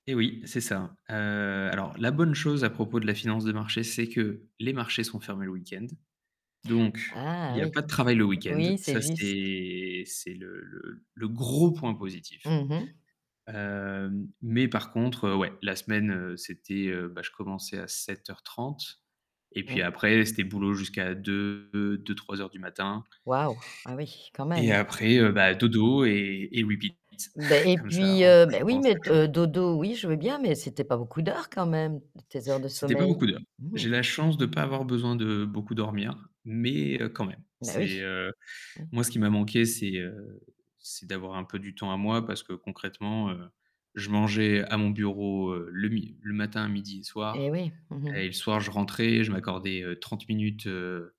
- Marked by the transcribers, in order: static; stressed: "Ah"; drawn out: "c'est"; stressed: "gros"; distorted speech; other background noise; tapping; put-on voice: "repeat"; chuckle; other noise
- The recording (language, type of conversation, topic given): French, podcast, Comment as-tu vécu ton premier vrai boulot ?